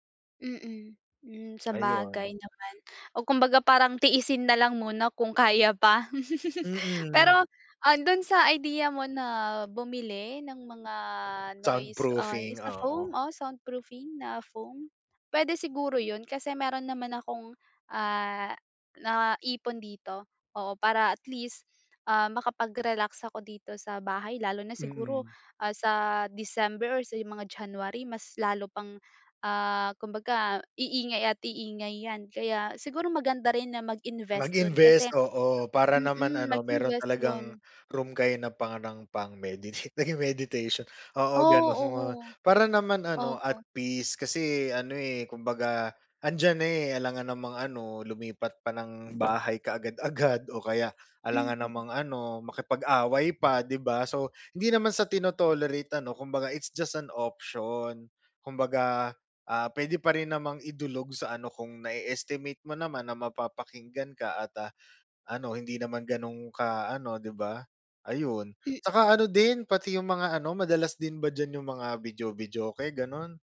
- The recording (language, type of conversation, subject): Filipino, advice, Bakit nahihirapan akong magpahinga kapag nasa bahay lang ako?
- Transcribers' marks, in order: other background noise; chuckle; fan